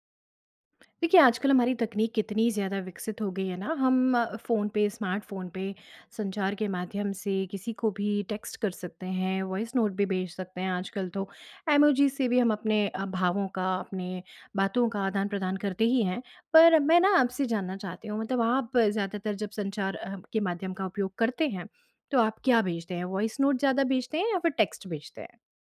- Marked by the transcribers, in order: tapping; in English: "स्मार्ट"; in English: "टेक्स्ट"; in English: "टेक्स्ट"
- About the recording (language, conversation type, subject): Hindi, podcast, आप आवाज़ संदेश और लिखित संदेश में से किसे पसंद करते हैं, और क्यों?